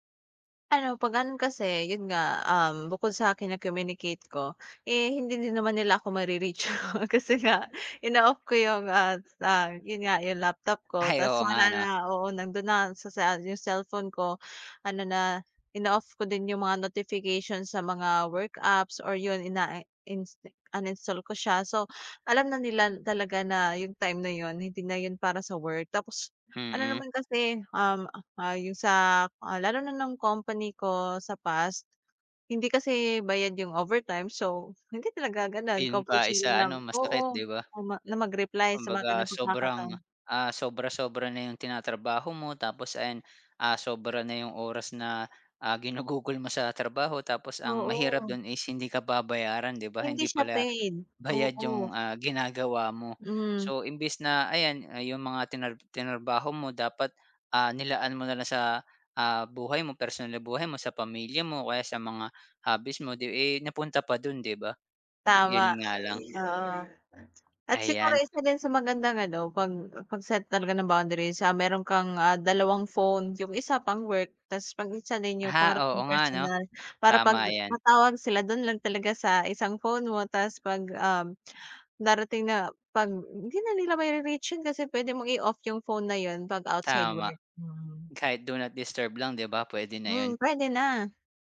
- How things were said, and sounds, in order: unintelligible speech; laughing while speaking: "ginugugol"; other background noise; tapping
- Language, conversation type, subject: Filipino, podcast, Paano ka nagtatakda ng hangganan sa pagitan ng trabaho at personal na buhay?